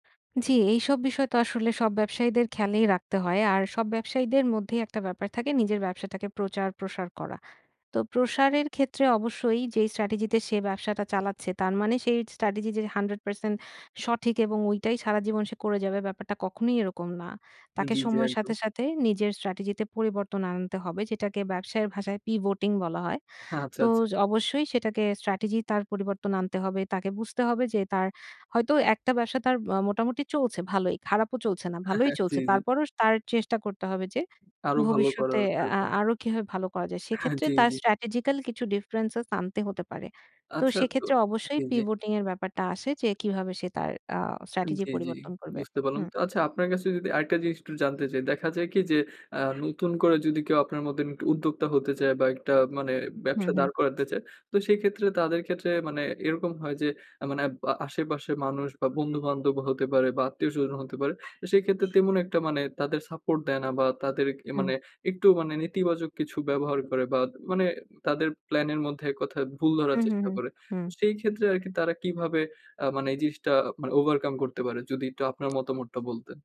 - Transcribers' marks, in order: in English: "pivoting"; laughing while speaking: "আচ্ছা, আচ্ছা"; chuckle; in English: "pivoting"; background speech; horn; other background noise
- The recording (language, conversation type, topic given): Bengali, podcast, আপনার কাছে ‘অম্বিশন’ আসলে কী অর্থ বহন করে?